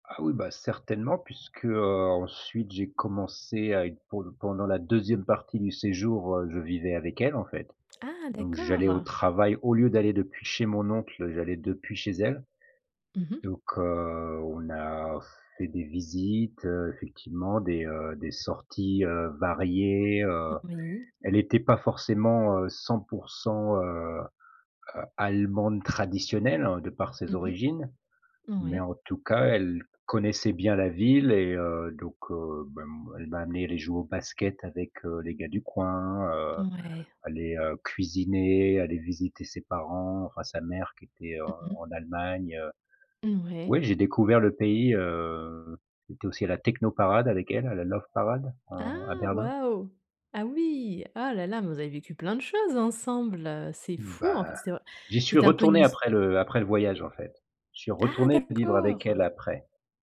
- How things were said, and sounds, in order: tapping
- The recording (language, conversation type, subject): French, podcast, Peux-tu raconter une rencontre imprévue qui a changé ton séjour ?